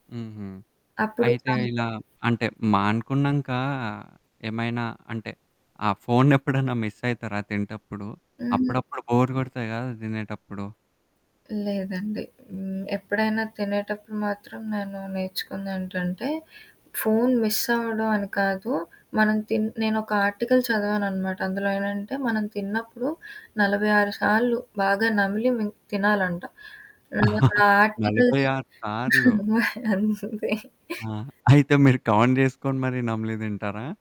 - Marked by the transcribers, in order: static; other background noise; unintelligible speech; in English: "మిస్"; in English: "ఆర్టికల్"; chuckle; in English: "ఆర్టికల్స్"; laughing while speaking: "అంతే"; in English: "కౌంట్"
- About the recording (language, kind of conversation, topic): Telugu, podcast, మీ ఇంట్లో సాంకేతిక పరికరాలు వాడని ప్రాంతాన్ని ఏర్పాటు చేస్తే కుటుంబ సభ్యుల మధ్య దూరం ఎలా మారుతుంది?